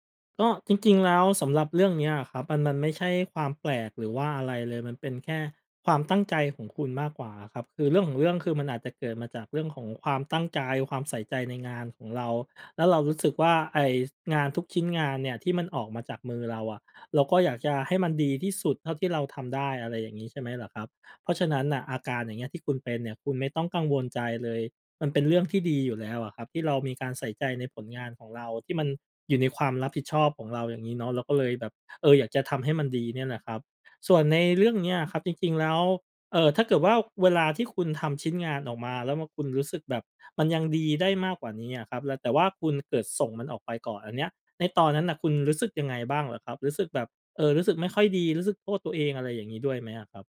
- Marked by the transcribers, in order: none
- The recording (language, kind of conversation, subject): Thai, advice, ทำไมคุณถึงติดความสมบูรณ์แบบจนกลัวเริ่มงานและผัดวันประกันพรุ่ง?